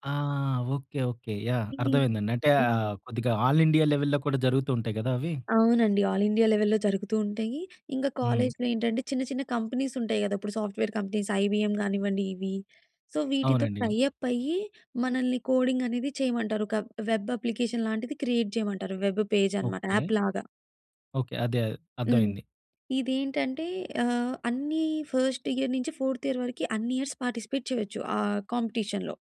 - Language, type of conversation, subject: Telugu, podcast, స్వీయాభివృద్ధిలో మార్గదర్శకుడు లేదా గురువు పాత్ర మీకు ఎంత ముఖ్యంగా అనిపిస్తుంది?
- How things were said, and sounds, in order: in English: "ఆల్ ఇండియా లెవెల్‌లో"; in English: "ఆల్ ఇండియా లెవెల్‌లో"; in English: "కంపెనీస్"; in English: "సాఫ్ట్‌వేర్ కంపెనీస్, 'ఐబీఎం'"; in English: "సో"; in English: "టై అప్"; in English: "కోడింగ్"; in English: "వెబ్ అప్లికేషన్"; in English: "క్రియేట్"; in English: "వెబ్ పేజ్"; in English: "యాప్‌లాగా"; in English: "ఫస్ట్ ఇయర్"; in English: "ఫోర్త్ ఇయర్"; in English: "ఇయర్స్ పార్టిసిపేట్"; in English: "కాంపిటీషన్‌లో"